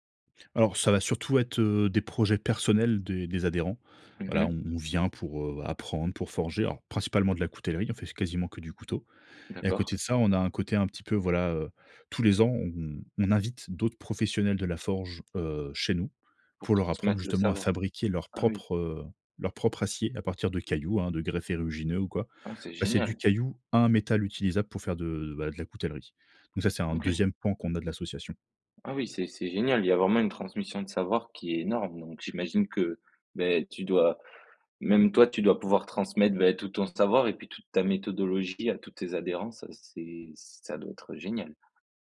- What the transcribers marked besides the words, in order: tapping; other background noise
- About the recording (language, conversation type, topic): French, podcast, Processus d’exploration au démarrage d’un nouveau projet créatif